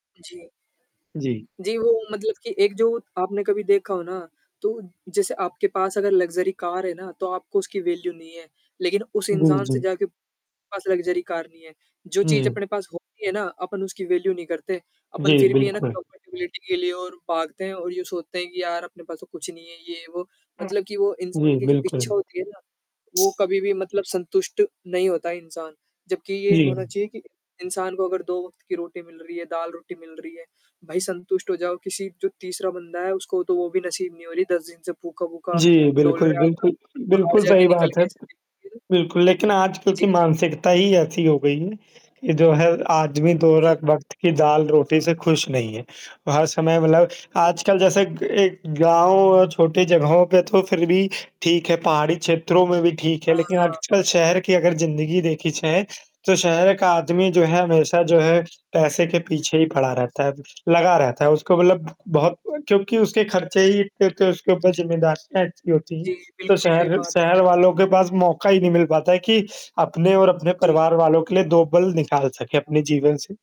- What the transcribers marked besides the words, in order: static; in English: "लग्ज़री कार"; in English: "वैल्यू"; distorted speech; in English: "लग्ज़री कार"; in English: "वैल्यू"; in English: "कम्पेटिबिलिटी"; other background noise
- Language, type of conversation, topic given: Hindi, unstructured, आपके लिए सबसे प्रेरणादायक यात्रा-गंतव्य कौन सा है?
- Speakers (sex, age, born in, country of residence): male, 20-24, India, India; male, 25-29, India, India